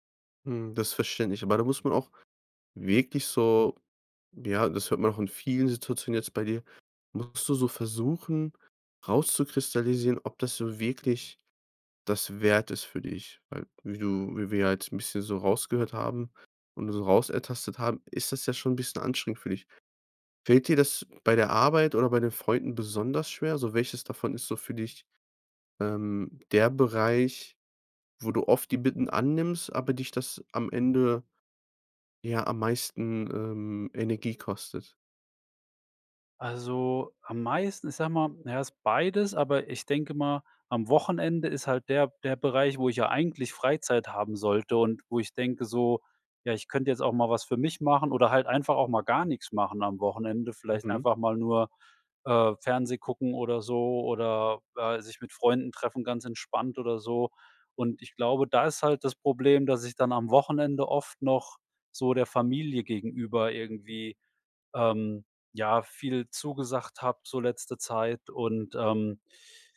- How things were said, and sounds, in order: other background noise
- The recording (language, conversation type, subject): German, advice, Wie kann ich lernen, bei der Arbeit und bei Freunden Nein zu sagen?